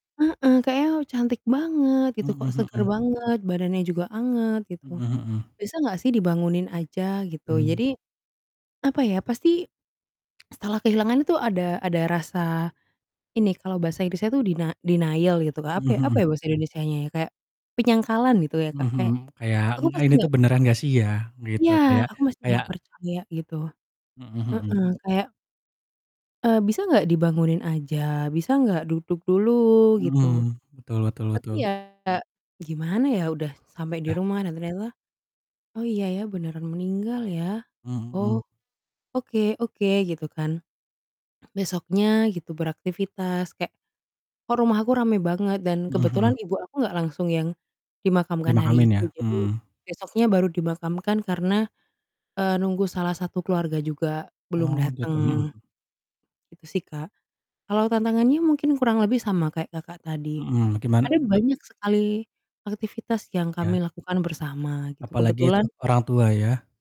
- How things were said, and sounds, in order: other background noise; in English: "denial"; distorted speech; static; swallow
- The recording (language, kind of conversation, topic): Indonesian, unstructured, Apa hal yang paling sulit kamu hadapi setelah kehilangan seseorang?